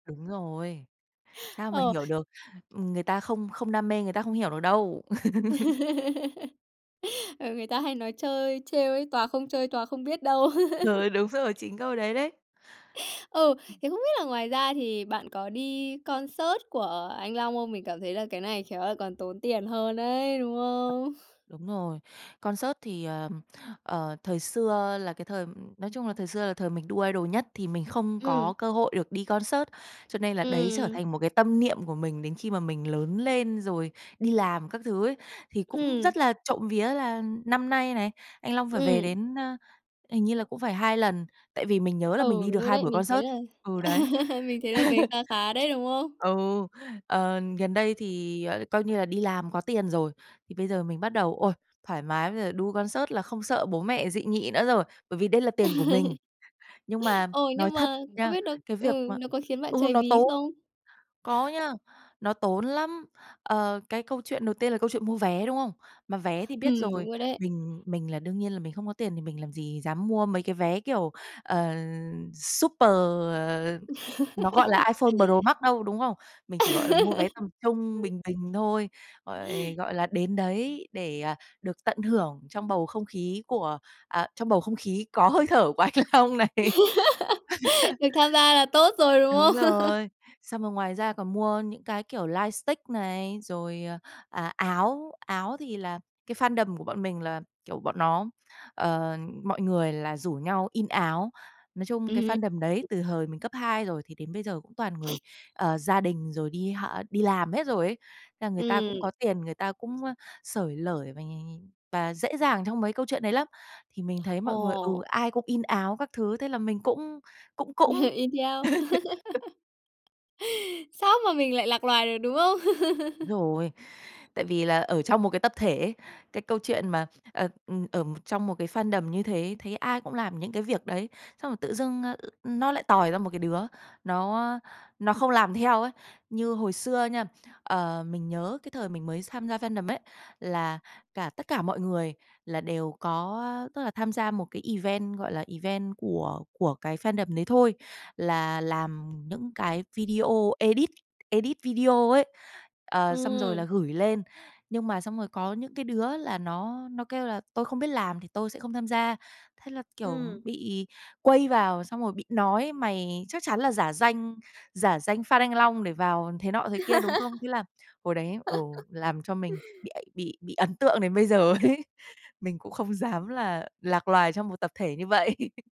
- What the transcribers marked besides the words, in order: laugh; laugh; laughing while speaking: "Trời, đúng rồi"; laugh; tapping; in English: "concert"; stressed: "ấy, đúng không?"; chuckle; in English: "Concert"; in English: "idol"; in English: "concert"; laugh; in English: "concert"; laugh; in English: "concert"; laugh; giggle; in English: "super"; "iPhone Pro Max" said as "ai phôn bờ rồ mắc"; giggle; giggle; laughing while speaking: "Được tham gia là tốt rồi, đúng không?"; laughing while speaking: "hơi thở của anh Long này"; laugh; in English: "light stick"; in English: "fandom"; in English: "fandom"; unintelligible speech; sniff; laugh; laughing while speaking: "Sao mà mình lại lạc loài được, đúng không?"; laugh; laugh; in English: "fandom"; "tham" said as "xam"; in English: "fandom"; in English: "event"; in English: "event"; in English: "fandom"; in English: "edit edit"; laugh; laughing while speaking: "giờ"; laughing while speaking: "dám"; laughing while speaking: "vậy!"
- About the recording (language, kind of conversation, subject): Vietnamese, podcast, Bạn có thuộc cộng đồng người hâm mộ nào không, và vì sao bạn tham gia?